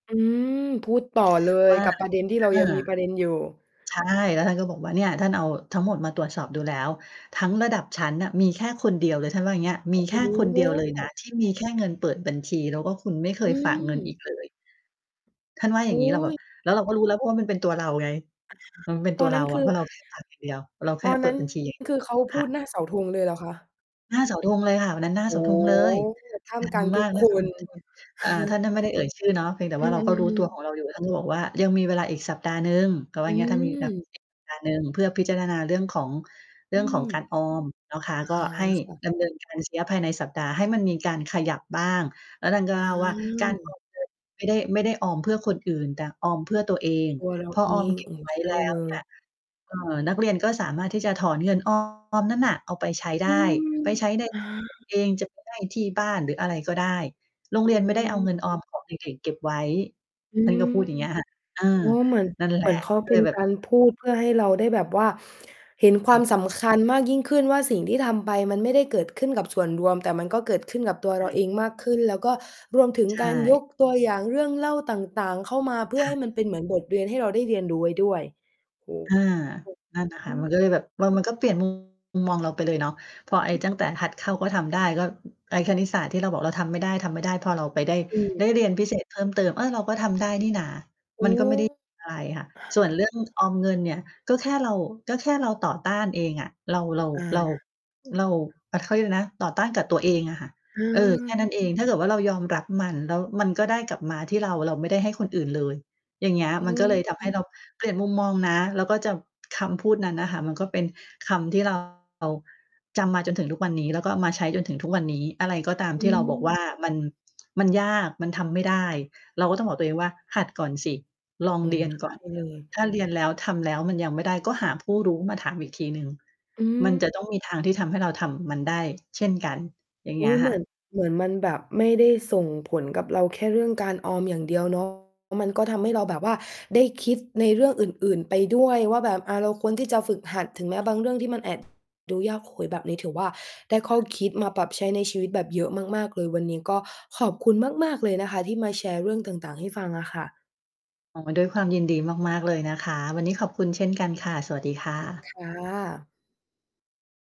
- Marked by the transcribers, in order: distorted speech; laugh; other background noise; unintelligible speech; tapping
- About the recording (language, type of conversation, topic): Thai, podcast, ครูคนไหนที่ทำให้คุณเปลี่ยนมุมมองเรื่องการเรียนมากที่สุด?